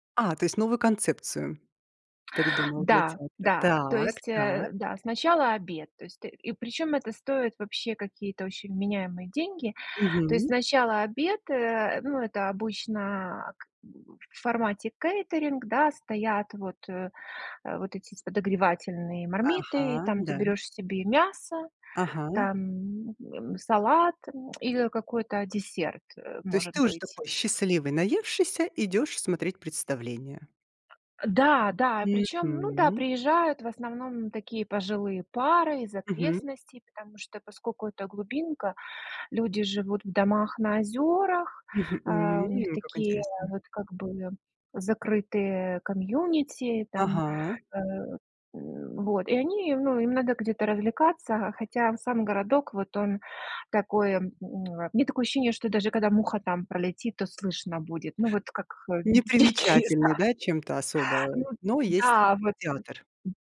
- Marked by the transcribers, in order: tapping; in English: "кейтеринг"; in French: "мармиты"; in English: "комьюнити"; laughing while speaking: "дикие, да"
- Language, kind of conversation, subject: Russian, podcast, Какой концерт запомнился сильнее всего и почему?